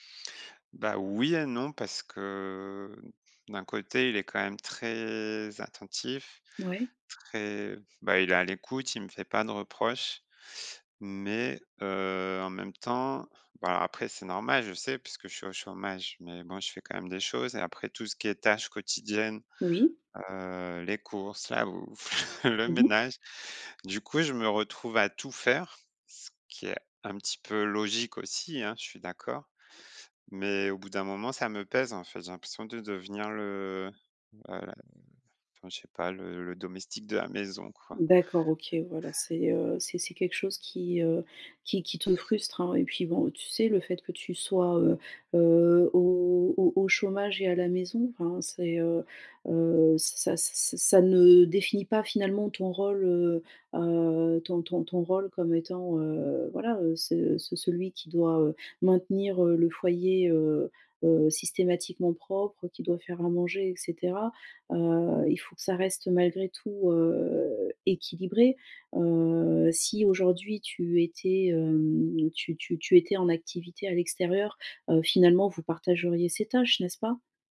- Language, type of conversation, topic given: French, advice, Comment décririez-vous les tensions familiales liées à votre épuisement ?
- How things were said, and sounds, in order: drawn out: "heu"; chuckle